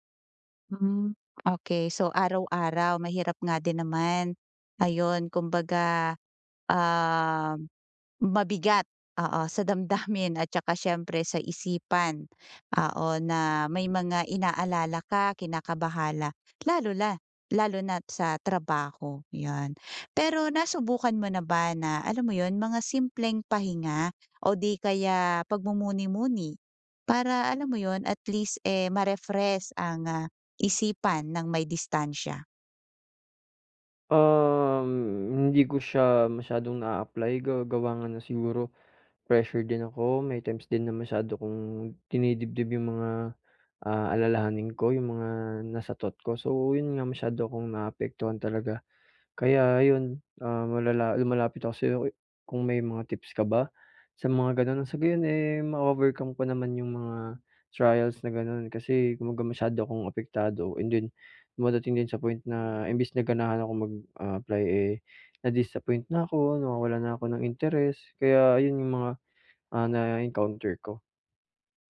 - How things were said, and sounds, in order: tapping
- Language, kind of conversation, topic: Filipino, advice, Paano ko mapagmamasdan ang aking isip nang hindi ako naaapektuhan?